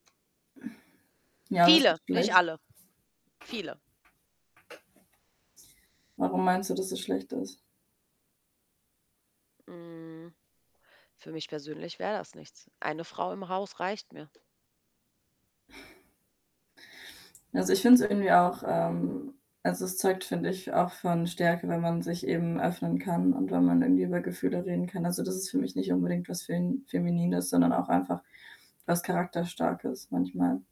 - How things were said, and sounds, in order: groan; static; distorted speech; stressed: "Viele"; other background noise; tapping
- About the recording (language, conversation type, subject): German, unstructured, Wie wichtig ist es, offen über Gefühle zu sprechen?